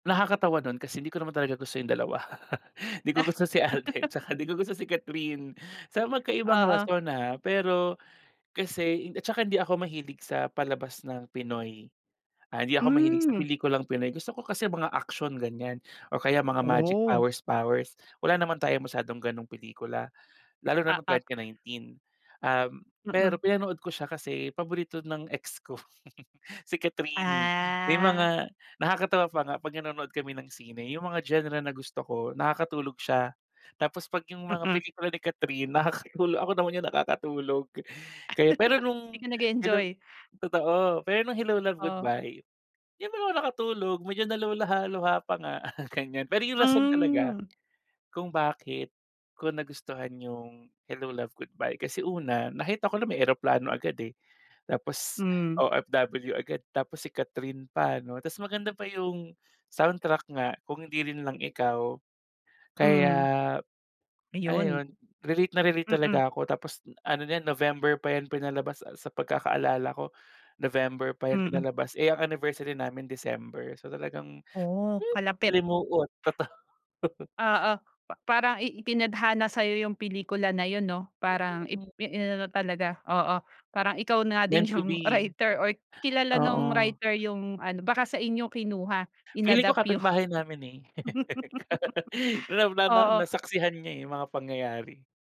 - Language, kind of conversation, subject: Filipino, podcast, Anong pelikula ang hindi mo malilimutan, at bakit?
- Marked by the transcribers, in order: other background noise; laugh; chuckle; chuckle; laugh; gasp; "naluha-luha" said as "nalolaha"; chuckle; in English: "Meant to be"; laugh